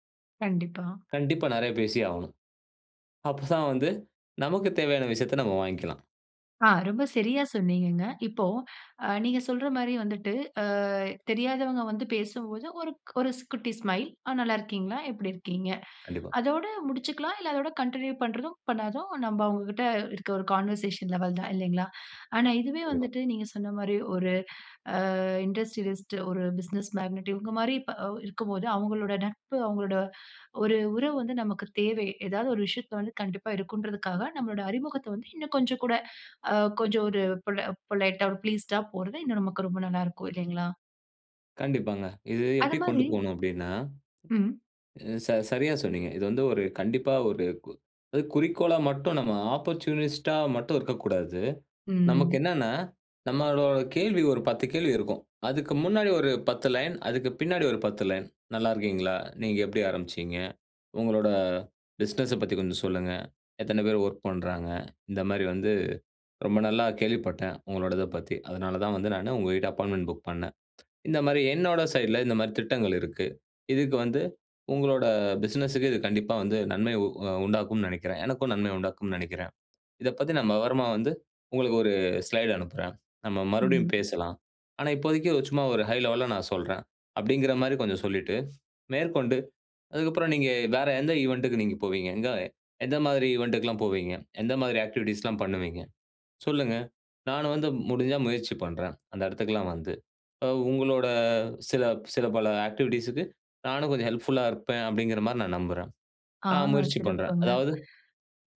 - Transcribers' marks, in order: laughing while speaking: "அப்பதான்"; in English: "கன்டின்யூ"; in English: "கான்வர்சேஷன் லெவல்"; in English: "இண்டஸ்ட்ரியலிஸ்ட்"; other background noise; in English: "பிசினஸ் மேக்னட்"; in English: "பொலைட்டா"; in English: "ப்ளீஸ்ட்டா"; other noise; in English: "ஆப்பர்ச்சுனிஸ்ட்டா"; in English: "அப்பாயின்ட்மென்ட் புக்"; tsk; "நான்" said as "நம்ப"; in English: "ஸ்லைட்"; in English: "ஹை லெவல்ல"; in English: "ஈவன்ட்க்கு"; in English: "ஈவன்ட்க்குலாம்"; in English: "ஆக்டிவிட்டீஸ்லாம்"; in English: "ஆக்டிவிட்டீஸ்க்கு"; in English: "ஹெல்ப்ஃபுல்லா"
- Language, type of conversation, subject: Tamil, podcast, புதியவர்களுடன் முதலில் நீங்கள் எப்படி உரையாடலை ஆரம்பிப்பீர்கள்?